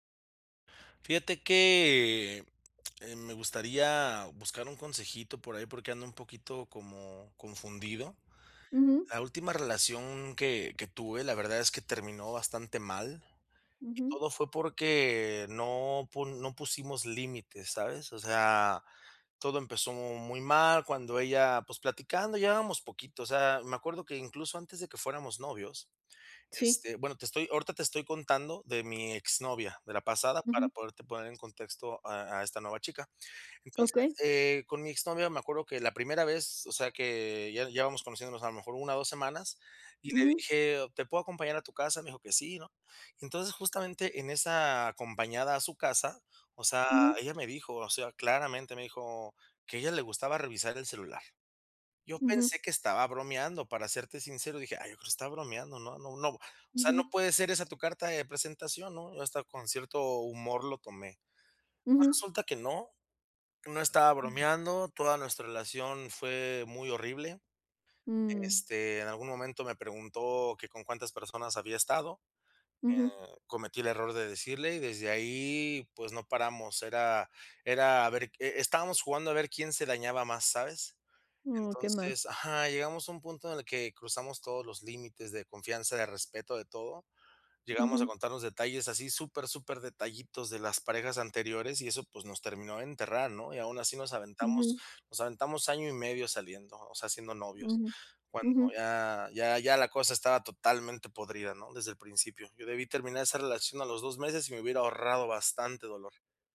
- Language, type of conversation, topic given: Spanish, advice, ¿Cómo puedo establecer límites saludables y comunicarme bien en una nueva relación después de una ruptura?
- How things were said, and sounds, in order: other background noise; lip smack; tapping